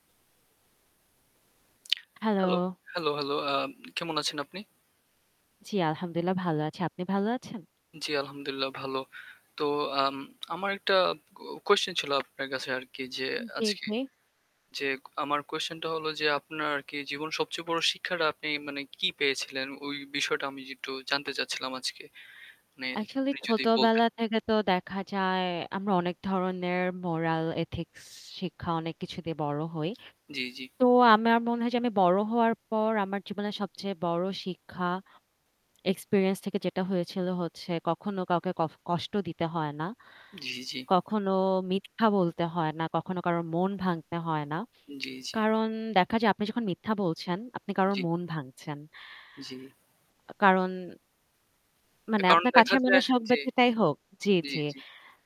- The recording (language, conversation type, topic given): Bengali, unstructured, আপনার জীবনের সবচেয়ে বড় শিক্ষা কী?
- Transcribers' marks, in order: static; tapping; other background noise; in Arabic: "আলহামদুলিল্লাহ"; in Arabic: "আলহামদুলিল্লাহ"; in English: "moral ethics"; in English: "experience"